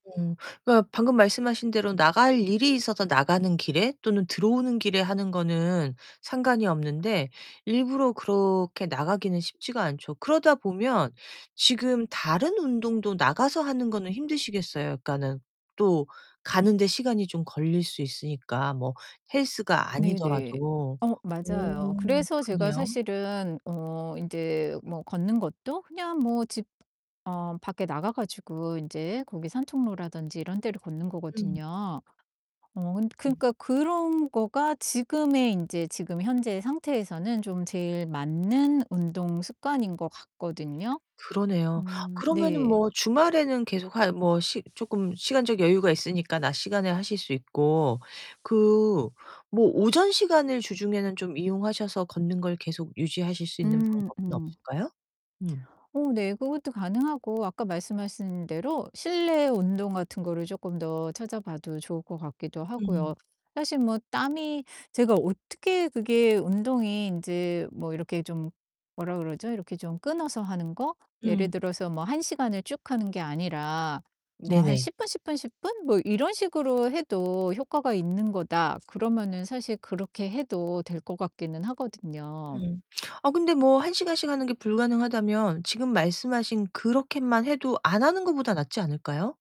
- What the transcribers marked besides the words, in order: tapping; distorted speech; other background noise
- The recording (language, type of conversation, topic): Korean, advice, 규칙적인 운동을 꾸준히 이어 가기 어려운 이유는 무엇인가요?